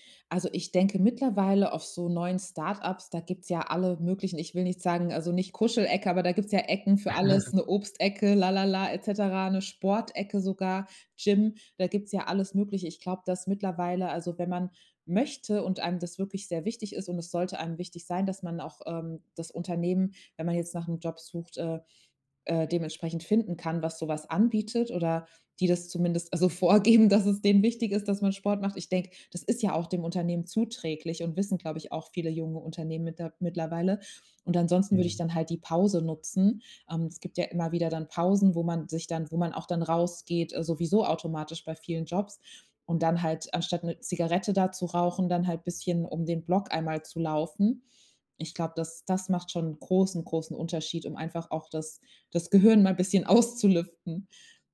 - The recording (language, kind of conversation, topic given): German, podcast, Wie integrierst du Bewegung in einen vollen Arbeitstag?
- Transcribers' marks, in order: chuckle; laughing while speaking: "also vorgeben"